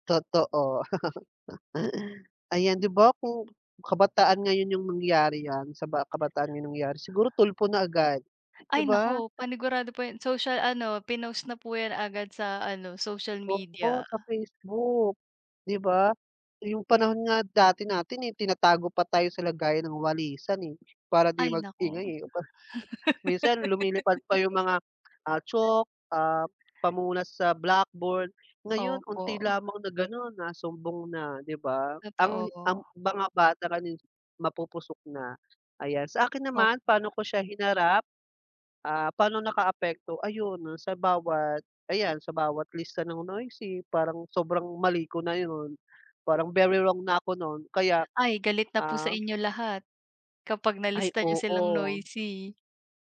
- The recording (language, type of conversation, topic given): Filipino, unstructured, Ano ang nararamdaman mo kapag may hindi patas na pagtrato sa klase?
- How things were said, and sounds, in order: laugh; laugh